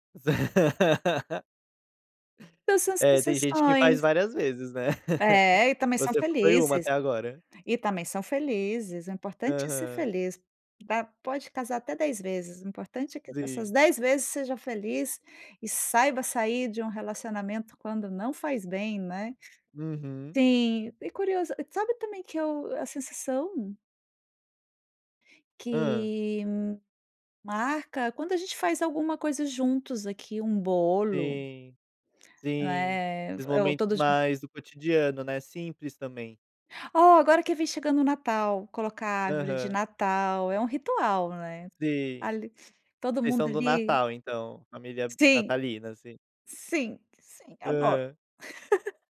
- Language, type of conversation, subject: Portuguese, podcast, Me conta uma lembrança marcante da sua família?
- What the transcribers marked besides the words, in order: laugh; laugh; other background noise; drawn out: "Que"; laugh